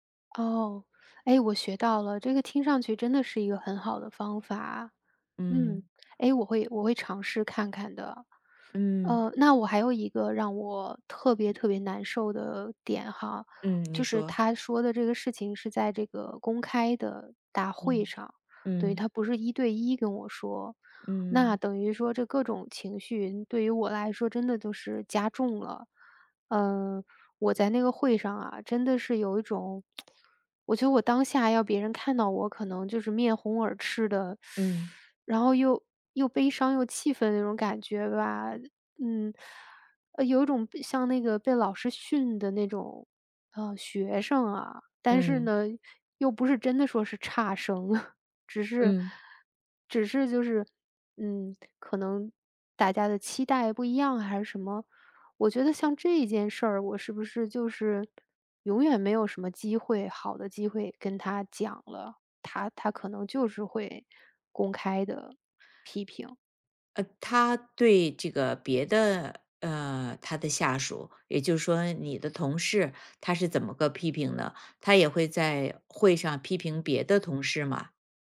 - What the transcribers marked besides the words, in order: other background noise; lip smack; teeth sucking; chuckle
- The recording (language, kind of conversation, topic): Chinese, advice, 接到批评后我该怎么回应？